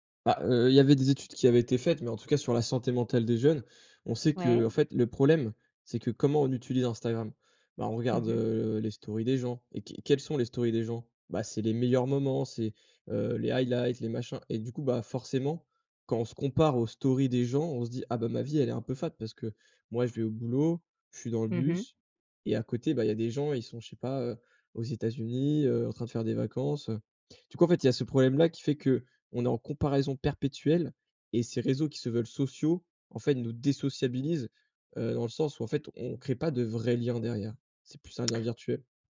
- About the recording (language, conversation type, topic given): French, podcast, Comment t’organises-tu pour faire une pause numérique ?
- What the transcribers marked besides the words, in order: none